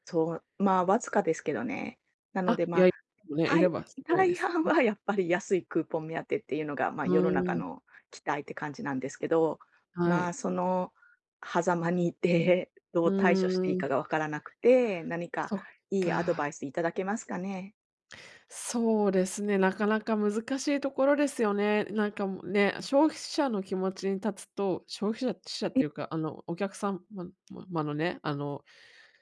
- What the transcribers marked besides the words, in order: other noise
- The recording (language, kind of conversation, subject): Japanese, advice, 社会の期待と自分の価値観がぶつかったとき、どう対処すればいいですか？